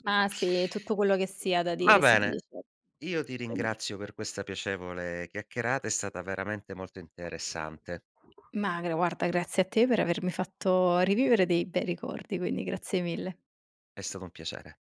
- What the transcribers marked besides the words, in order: tapping; other background noise; "chiacchierata" said as "chiaccherata"
- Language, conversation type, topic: Italian, podcast, Che emozioni provi quando riscopri un vecchio interesse?